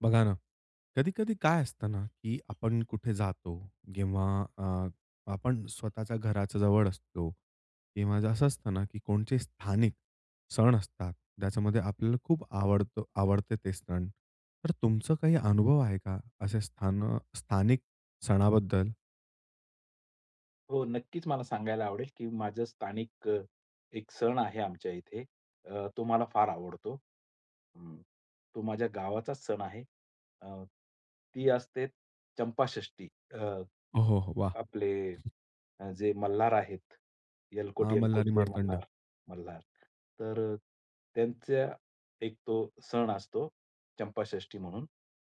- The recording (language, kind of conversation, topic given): Marathi, podcast, स्थानिक सणातला तुझा आवडता, विसरता न येणारा अनुभव कोणता होता?
- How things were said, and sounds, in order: other street noise; other noise